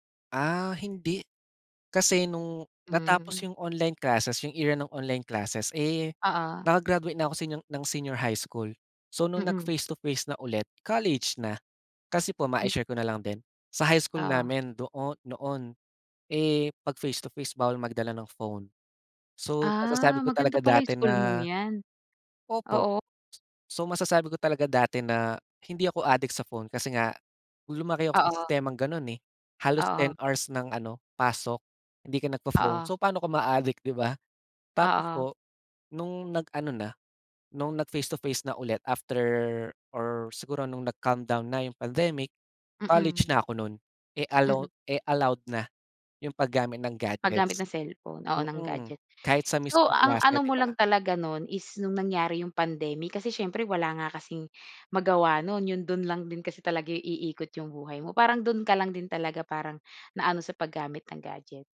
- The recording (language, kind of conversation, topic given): Filipino, podcast, Paano mo binabalanse ang oras mo sa paggamit ng mga screen at ang pahinga?
- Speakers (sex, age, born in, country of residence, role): female, 25-29, Philippines, Philippines, host; male, 20-24, Philippines, Philippines, guest
- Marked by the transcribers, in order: tapping